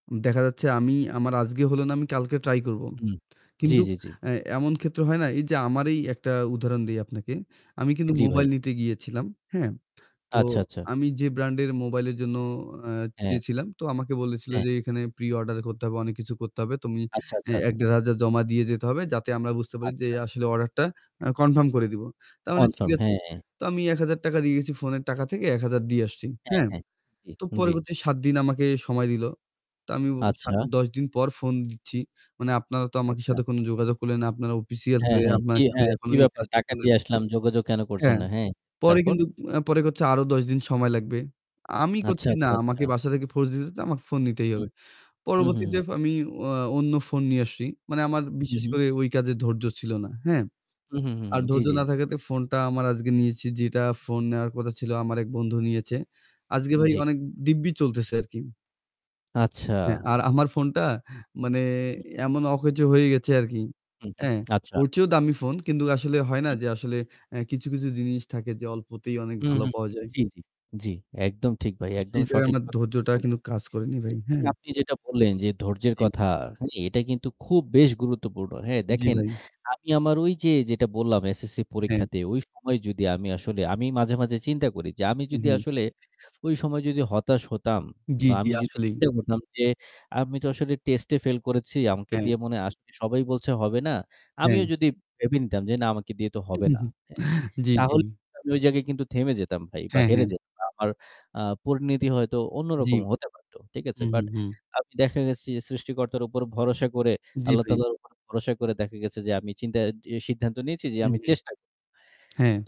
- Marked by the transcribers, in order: static; tapping; "পরবর্তীতে" said as "পরবর্তীতেফ"; distorted speech; laughing while speaking: "আমার ফোনটা"; other background noise; chuckle
- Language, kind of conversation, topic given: Bengali, unstructured, কঠিন সময়ে আপনি কীভাবে ধৈর্য ধরে থাকেন?